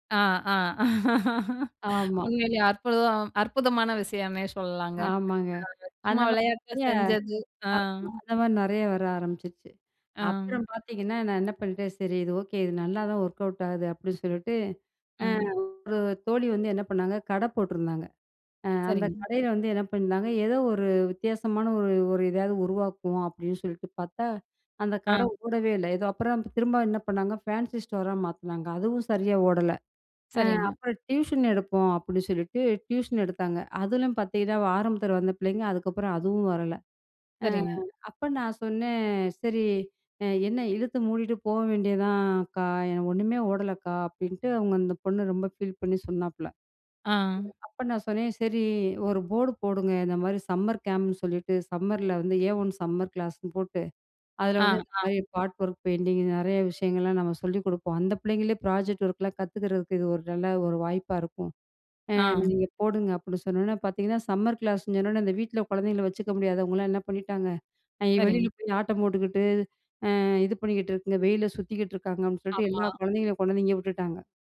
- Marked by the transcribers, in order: laughing while speaking: "உண்மையிலயே அற்புதம் அற்புதமான விஷயம்னே சொல்லலாங்க"; in English: "ஒர்க் அவுட் ஆகுது"; other noise; in English: "சம்மர் கேம்ப்னு"; in English: "சம்மர்ல"; in English: "ஏ ஒன் சம்மர் கிளாஸ்ன்னு"; in English: "பாட் ஒர்க் பெயிண்டிங்"; in English: "ப்ராஜெக்ட் ஒர்க்லாம்"; in English: "சம்மர் கிளாஸ்ன்னு"
- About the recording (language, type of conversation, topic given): Tamil, podcast, நீங்கள் தனியாகக் கற்றதை எப்படித் தொழிலாக மாற்றினீர்கள்?